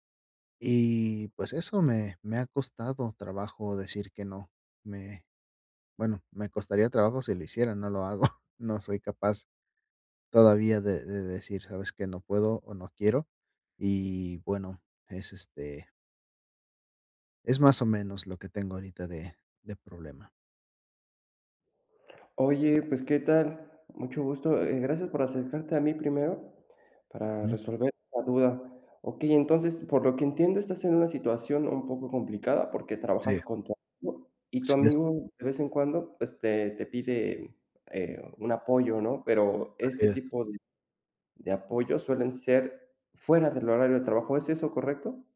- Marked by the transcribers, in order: chuckle
- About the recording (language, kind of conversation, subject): Spanish, advice, ¿Cómo puedo aprender a decir no y evitar distracciones?